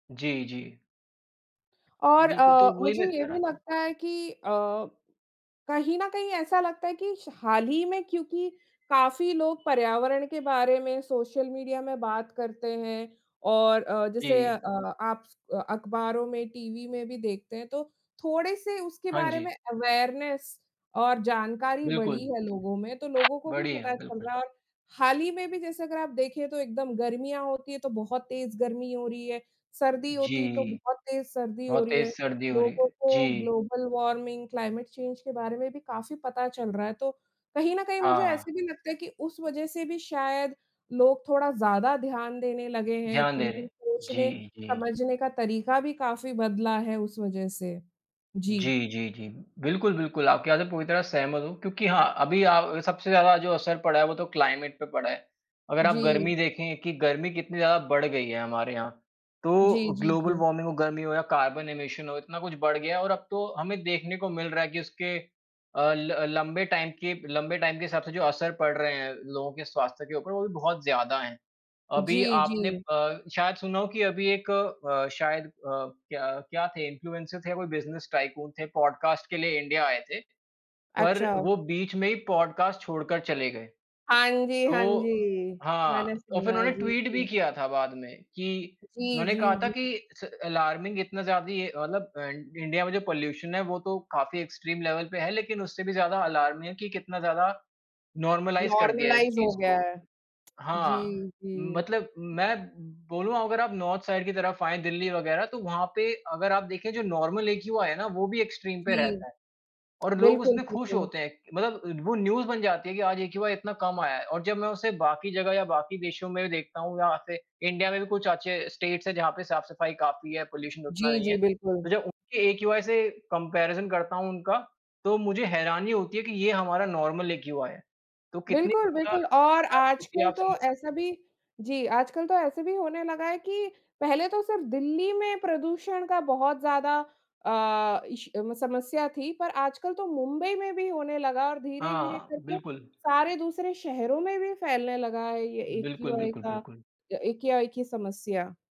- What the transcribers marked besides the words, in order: other background noise; horn; in English: "अवेयरनेस"; tapping; in English: "ग्लोबल वार्मिंग, क्लाइमेट चेंज"; in English: "क्लाइमेट"; in English: "ग्लोबल वार्मिंग"; in English: "कार्बन एमिशन"; in English: "टाइम"; in English: "टाइम"; in English: "इन्फ्लुएंसर"; in English: "बिज़नेस टायकून"; in English: "अलार्मिंग"; in English: "पॉल्यूशन"; in English: "एक्सट्रीम लेवल"; in English: "अलार्मिंग"; in English: "नॉर्मलाइज़"; in English: "नॉर्मलाइज़"; in English: "नॉर्थ साइड"; in English: "नॉर्मल"; in English: "एक्सट्रीम"; in English: "न्यूज"; in English: "स्टेट्स"; in English: "पॉल्यूशन"; in English: "कम्पैरिजन"; in English: "नॉर्मल"; in English: "एक्यूआई"
- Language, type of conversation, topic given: Hindi, unstructured, क्या आपको यह देखकर खुशी होती है कि अब पर्यावरण संरक्षण पर ज़्यादा ध्यान दिया जा रहा है?